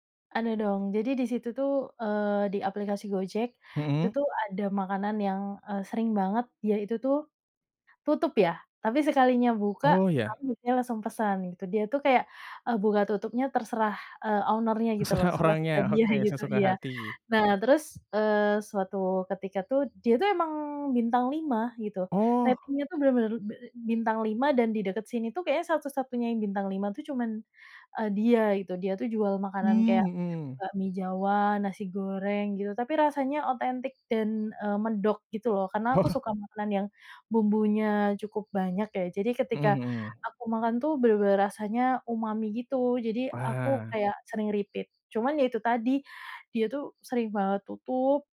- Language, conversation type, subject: Indonesian, podcast, Bagaimana pengalaman kamu memesan makanan lewat aplikasi, dan apa saja hal yang kamu suka serta bikin kesal?
- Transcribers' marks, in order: other animal sound; other background noise; in English: "owner-nya"; laughing while speaking: "Oh"; in English: "repeat"